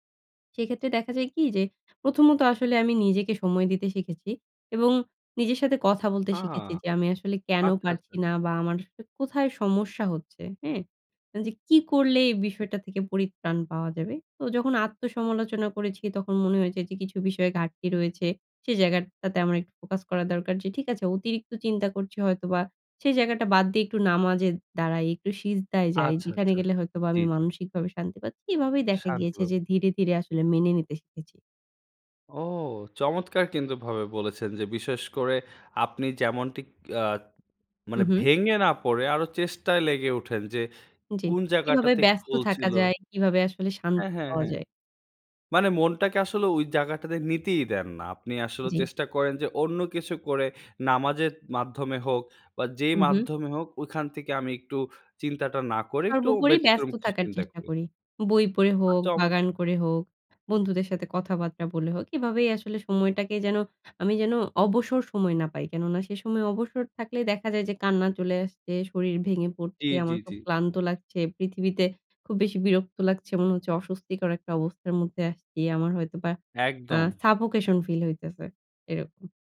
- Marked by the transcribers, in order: unintelligible speech
- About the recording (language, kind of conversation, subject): Bengali, podcast, আঘাত বা অসুস্থতার পর মনকে কীভাবে চাঙ্গা রাখেন?